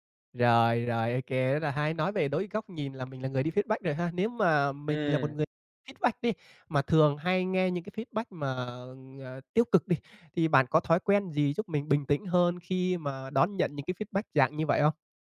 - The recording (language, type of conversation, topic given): Vietnamese, podcast, Bạn nghĩ thế nào về văn hóa phản hồi trong công việc?
- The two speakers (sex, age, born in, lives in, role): male, 20-24, Vietnam, Vietnam, guest; male, 25-29, Vietnam, Vietnam, host
- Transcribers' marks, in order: in English: "feedback"; in English: "feedback"; in English: "feedback"; in English: "feedback"